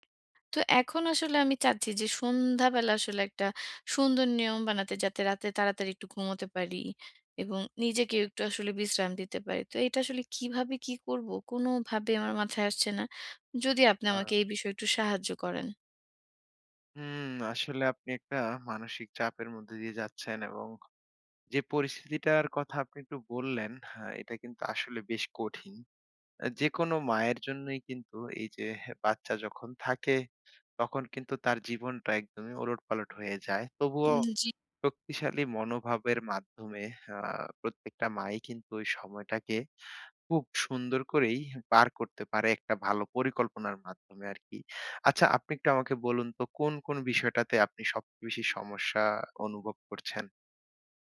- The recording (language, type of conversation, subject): Bengali, advice, সন্ধ্যায় কীভাবে আমি শান্ত ও নিয়মিত রুটিন গড়ে তুলতে পারি?
- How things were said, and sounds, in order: none